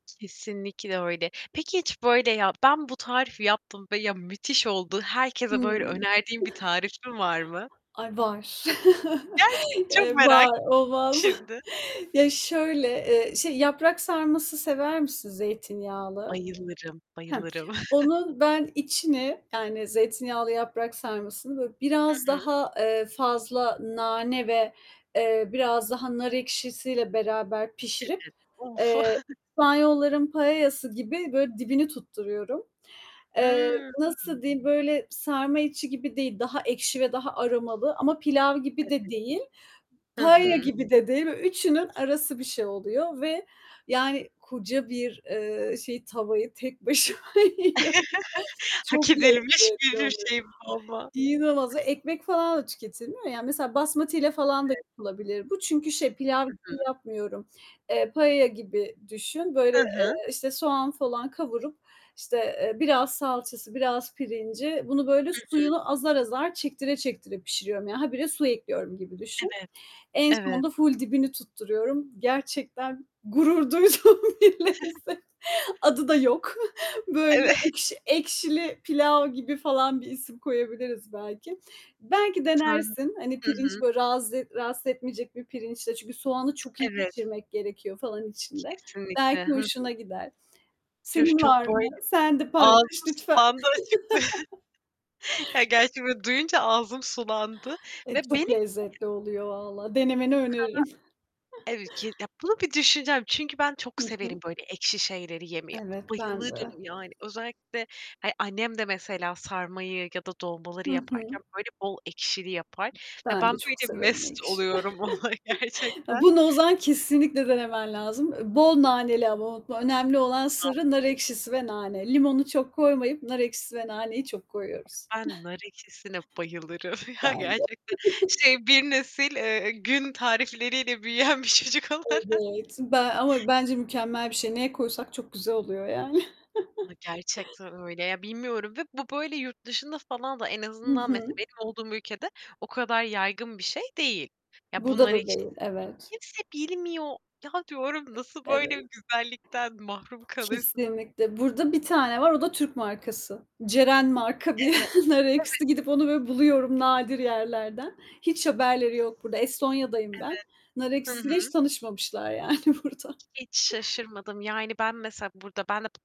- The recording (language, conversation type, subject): Turkish, unstructured, Hiç kendi tarifini yaratmayı denedin mi?
- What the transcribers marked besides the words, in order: other background noise; giggle; chuckle; laughing while speaking: "Eee, var, olmaz"; anticipating: "Gerçek Çok merak şimdi"; chuckle; tapping; unintelligible speech; chuckle; unintelligible speech; laughing while speaking: "tek başıma yiyorum"; chuckle; unintelligible speech; laughing while speaking: "gurur duyduğum bilinsin, adı da yok"; chuckle; laughing while speaking: "Evet"; unintelligible speech; chuckle; laugh; unintelligible speech; chuckle; laughing while speaking: "mest oluyorum ona gerçekten"; chuckle; giggle; laughing while speaking: "ya, gerçekten"; giggle; laughing while speaking: "bir çocuk olarak"; chuckle; laughing while speaking: "bir nar ekşisi"; laughing while speaking: "hiç tanışmamışlar yani burada"